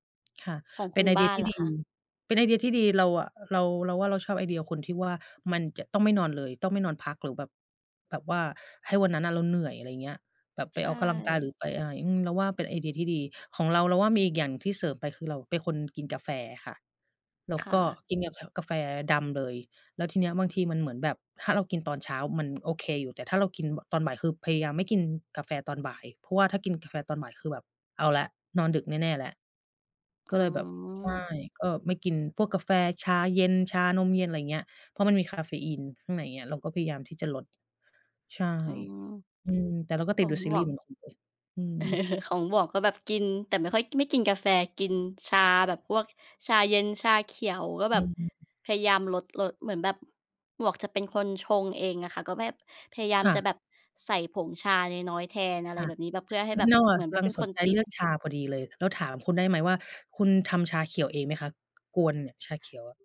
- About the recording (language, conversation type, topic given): Thai, unstructured, ระหว่างการนอนดึกกับการตื่นเช้า คุณคิดว่าแบบไหนเหมาะกับคุณมากกว่ากัน?
- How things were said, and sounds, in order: "กำลังกาย" said as "กะลังกาย"; other background noise; chuckle; "กำลัง" said as "กะลัง"